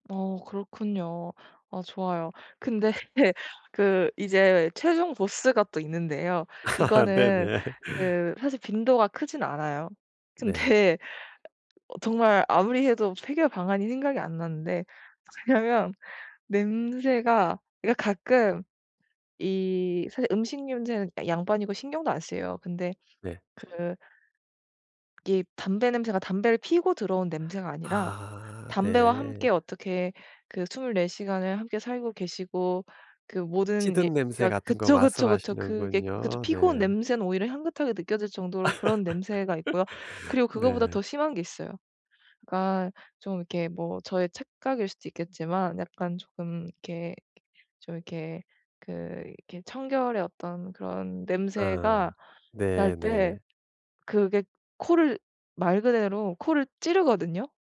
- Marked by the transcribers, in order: tapping; laughing while speaking: "근데"; chuckle; laughing while speaking: "근데"; unintelligible speech; laugh
- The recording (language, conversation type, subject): Korean, advice, 공용 공간에서 집중을 잘 유지하려면 어떻게 해야 할까요?